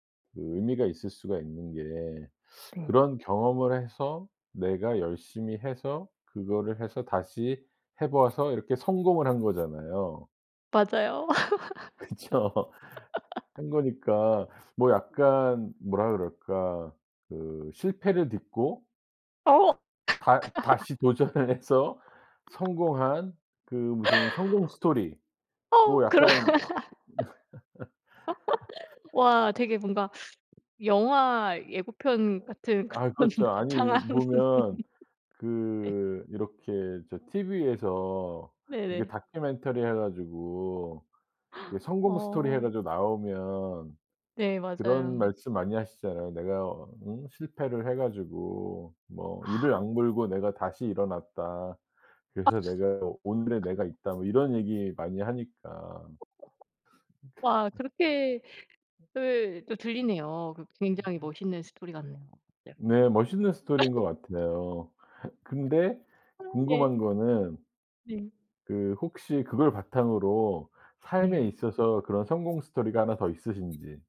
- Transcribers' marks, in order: other background noise; laughing while speaking: "그쵸"; laugh; tapping; laugh; laughing while speaking: "도전을 해서"; laughing while speaking: "그런"; laugh; laugh; laughing while speaking: "그런 거창한"; laugh; gasp; laughing while speaking: "아"; laugh; laugh; laugh
- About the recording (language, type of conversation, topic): Korean, podcast, 취미를 하면서 가장 기억에 남는 순간은 언제였나요?